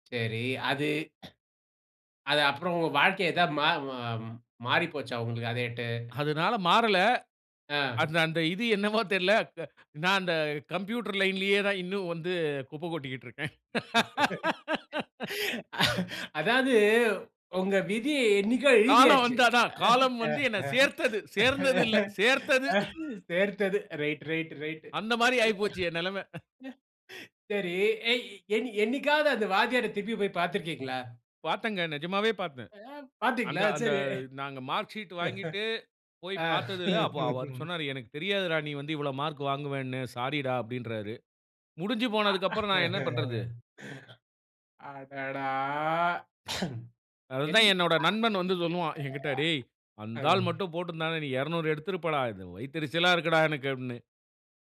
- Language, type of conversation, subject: Tamil, podcast, உங்கள் வாழ்க்கையில் காலம் சேர்ந்தது என்று உணர்ந்த தருணம் எது?
- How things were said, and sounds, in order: cough; laughing while speaking: "அதுனால மாறல. அந்த அந்த இது … வந்து குப்பை கொட்டிக்கிட்டுருக்கேன்"; laughing while speaking: "அதாவது உங்க விதி என்னைக்கோ எழுதியாச்சு … திருப்பி போய் பாத்துருக்கீங்களா?"; laughing while speaking: "சேர்ந்ததில்லை, சேர்த்தது"; cough; other noise; laughing while speaking: "அ பாத்தீங்களா? சரி. ஆ"; in English: "மார்க் ஷீட்"; other background noise; laughing while speaking: "அ அடடா!"; sneeze